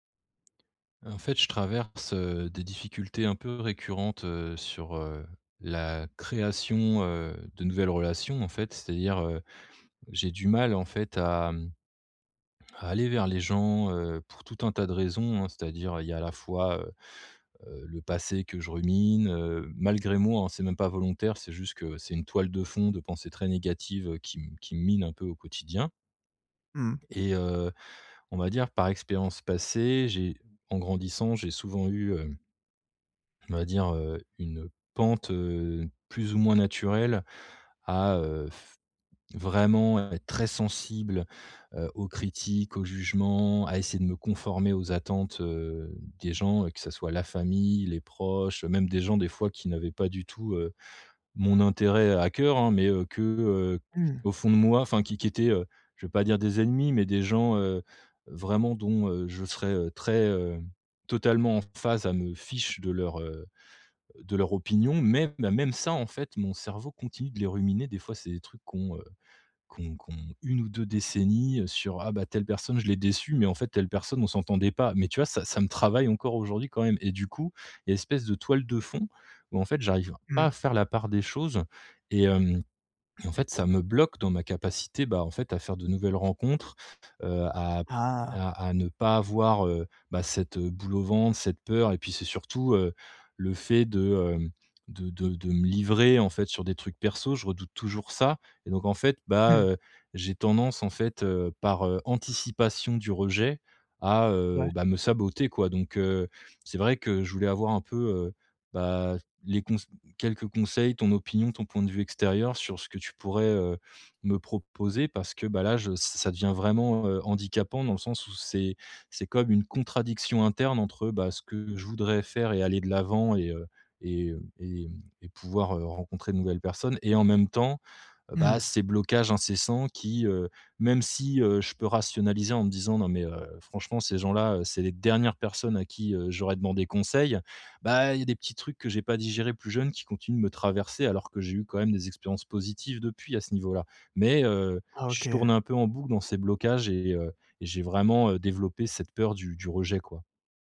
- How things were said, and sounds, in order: other background noise; stressed: "Bah"
- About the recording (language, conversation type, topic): French, advice, Comment puis-je initier de nouvelles relations sans avoir peur d’être rejeté ?